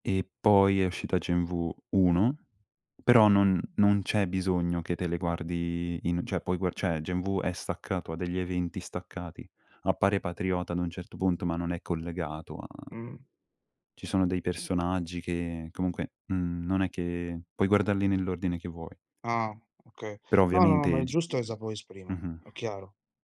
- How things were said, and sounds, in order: "cioè" said as "ceh"; unintelligible speech; unintelligible speech
- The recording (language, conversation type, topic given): Italian, unstructured, Qual è il momento più divertente che hai vissuto mentre praticavi un hobby?